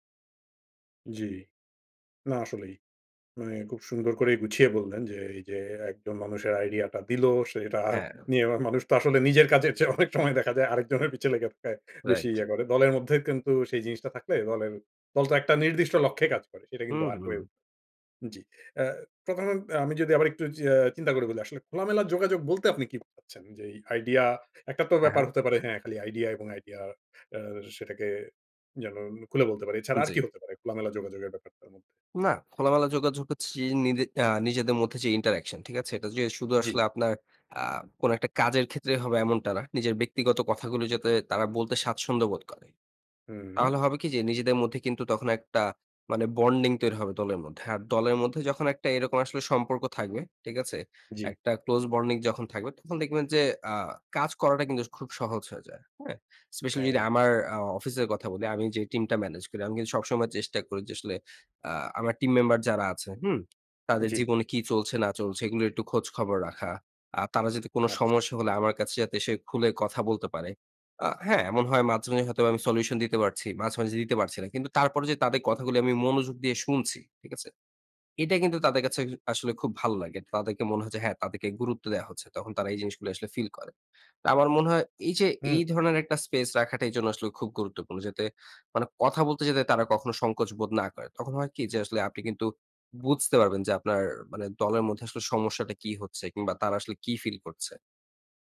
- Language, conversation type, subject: Bengali, podcast, কীভাবে দলের মধ্যে খোলামেলা যোগাযোগ রাখা যায়?
- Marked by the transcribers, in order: laughing while speaking: "নিজের কাজের চেয়ে অনেক সময় দেখা যায় আরেকজনের পিছে লেগে থাকায়"; tapping; "হচ্ছে" said as "হচ্ছি"; in English: "interaction"; "আমার" said as "রামার"; unintelligible speech